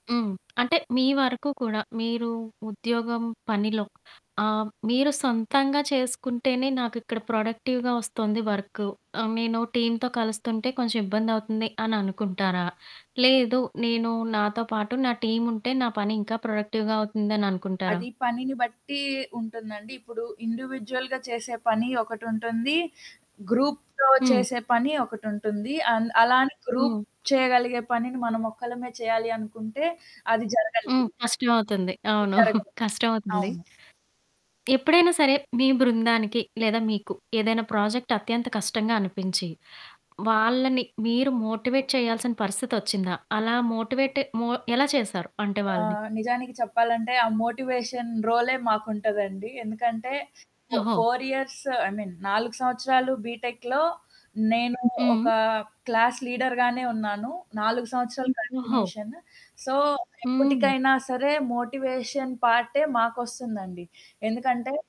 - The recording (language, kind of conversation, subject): Telugu, podcast, మీ వ్యక్తిగత పని శైలిని బృందం పని శైలికి మీరు ఎలా అనుసరిస్తారు?
- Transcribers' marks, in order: static; in English: "ప్రొడక్టివ్‌గా"; horn; in English: "టీమ్‌తో"; in English: "ప్రొడక్టివ్‌గా"; in English: "ఇండివిడ్యువల్‌గా"; in English: "గ్రూప్‌తో"; in English: "గ్రూప్"; other background noise; chuckle; in English: "ప్రాజెక్ట్"; in English: "మోటివేట్"; in English: "మోటివేట్"; in English: "మోటివేషన్"; in English: "ఫో ఫోర్ ఇయర్స్ ఐ మీన్"; in English: "బీటెక్‌లో"; in English: "క్లాస్ లీడర్"; in English: "కంటిన్యూషన్. సో"; in English: "మోటివేషన్"